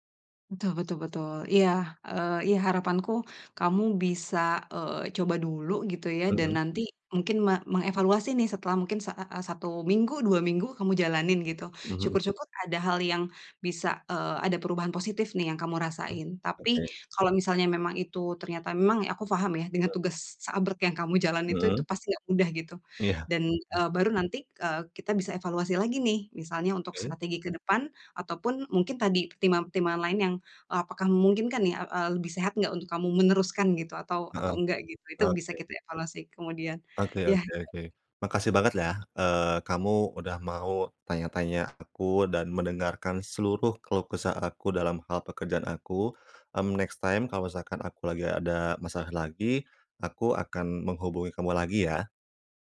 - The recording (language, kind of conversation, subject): Indonesian, advice, Bagaimana cara memulai tugas besar yang membuat saya kewalahan?
- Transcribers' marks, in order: other background noise; unintelligible speech; in English: "next time"